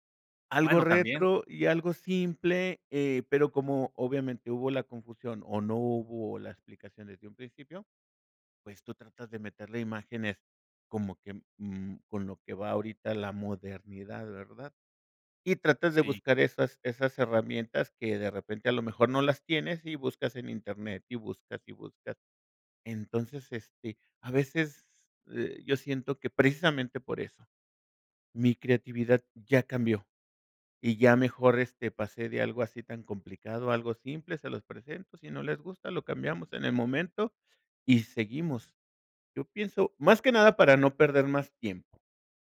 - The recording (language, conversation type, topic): Spanish, podcast, ¿Cómo ha cambiado tu creatividad con el tiempo?
- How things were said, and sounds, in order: none